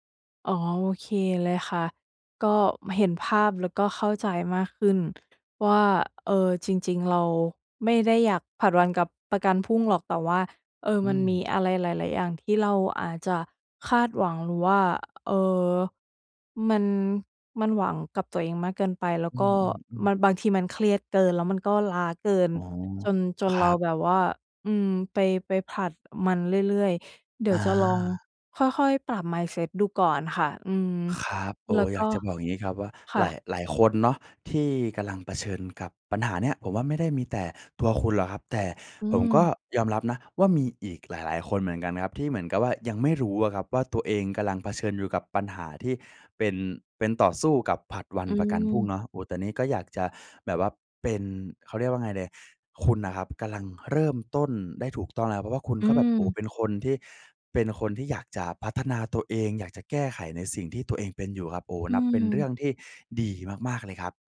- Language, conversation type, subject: Thai, advice, ฉันจะเลิกนิสัยผัดวันประกันพรุ่งและฝึกให้รับผิดชอบมากขึ้นได้อย่างไร?
- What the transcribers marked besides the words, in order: other background noise